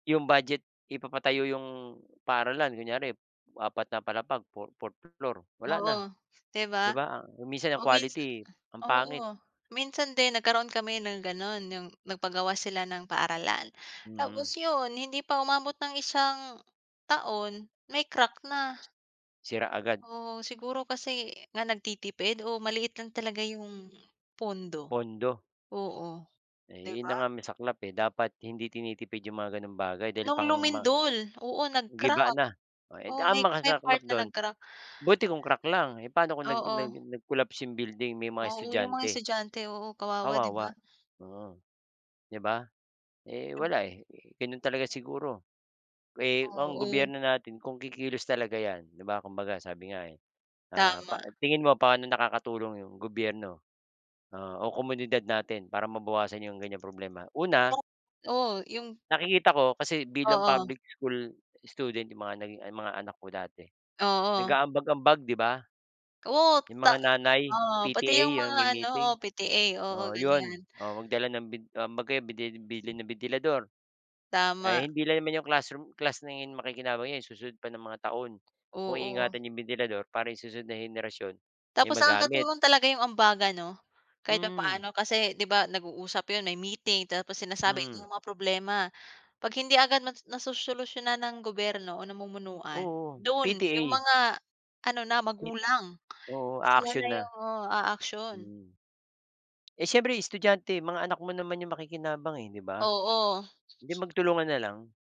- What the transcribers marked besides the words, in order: other noise
- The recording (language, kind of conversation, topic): Filipino, unstructured, Ano ang epekto ng kakulangan sa pondo ng paaralan sa mga mag-aaral?